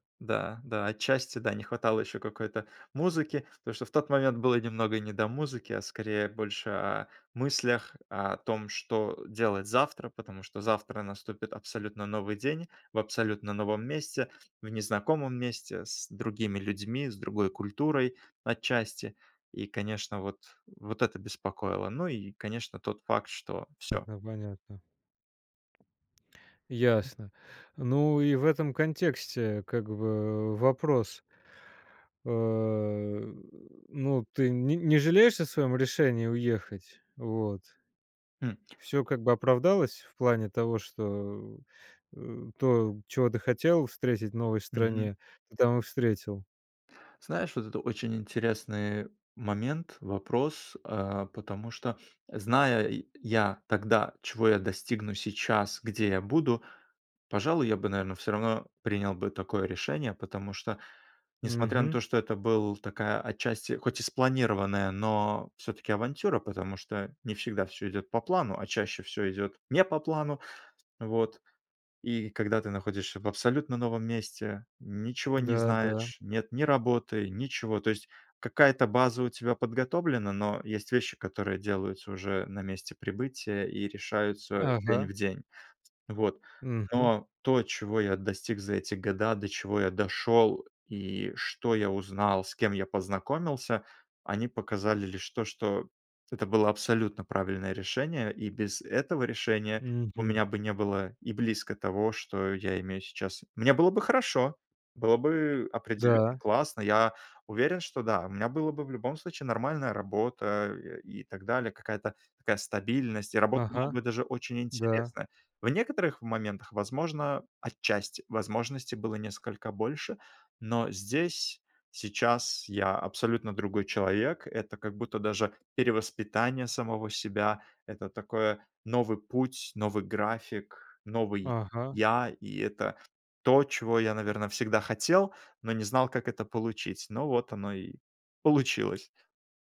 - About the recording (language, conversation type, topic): Russian, podcast, О каком дне из своей жизни ты никогда не забудешь?
- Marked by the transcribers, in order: tapping; unintelligible speech; other background noise